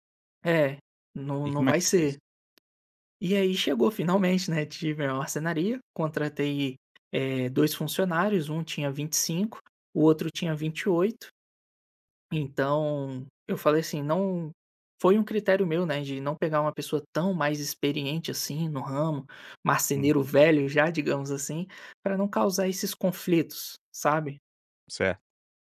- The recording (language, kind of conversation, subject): Portuguese, podcast, Como dar um feedback difícil sem perder a confiança da outra pessoa?
- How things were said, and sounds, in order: tapping